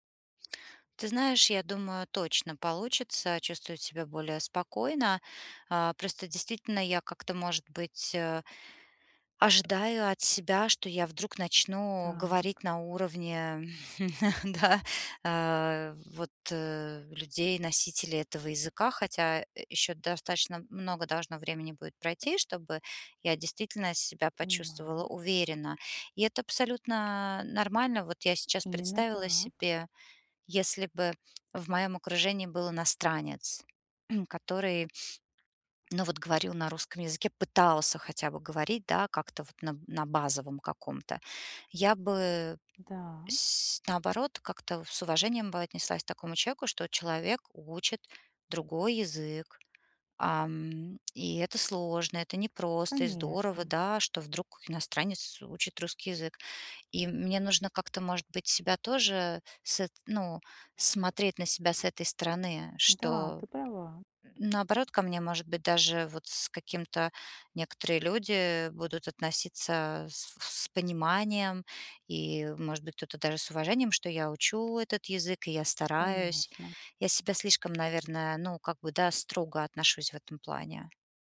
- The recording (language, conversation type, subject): Russian, advice, Как перестать чувствовать себя неловко на вечеринках и легче общаться с людьми?
- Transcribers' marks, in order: tapping; chuckle; throat clearing; stressed: "пытался"